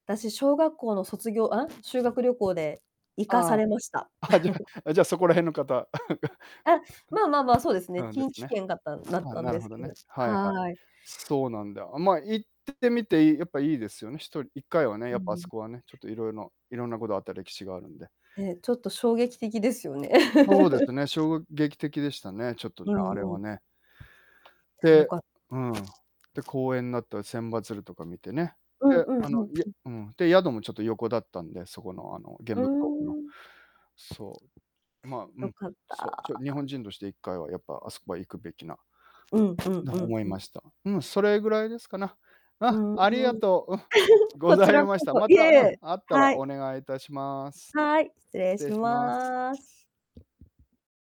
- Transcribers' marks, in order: other background noise; laughing while speaking: "あ、じゃあ じゃあ"; chuckle; giggle; distorted speech; tapping; laugh; laugh; laughing while speaking: "ございました"
- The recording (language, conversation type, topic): Japanese, unstructured, 家族で旅行に行ったことはありますか？どこに行きましたか？